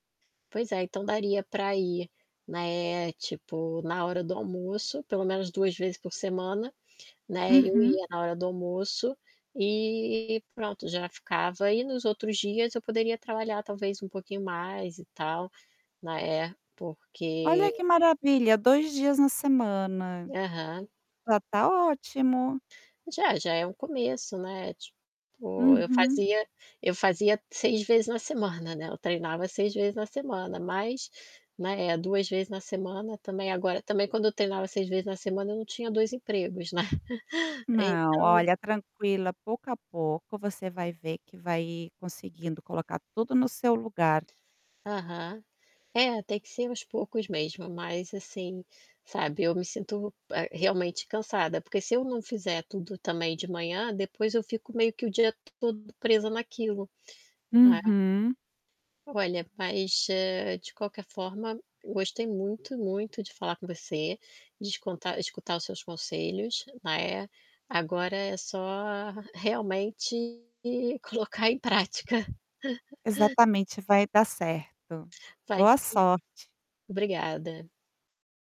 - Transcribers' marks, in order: static; tapping; distorted speech; chuckle; chuckle
- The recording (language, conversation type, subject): Portuguese, advice, Como posso descrever a perda de motivação no trabalho diário?